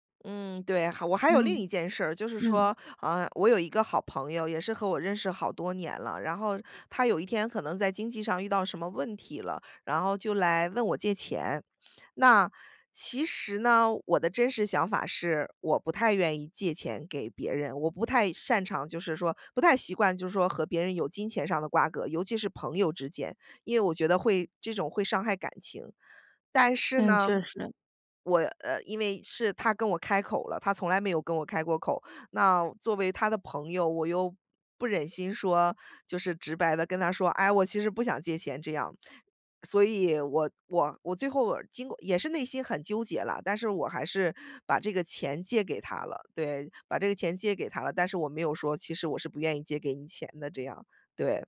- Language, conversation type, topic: Chinese, podcast, 你为了不伤害别人，会选择隐瞒自己的真实想法吗？
- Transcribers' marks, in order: none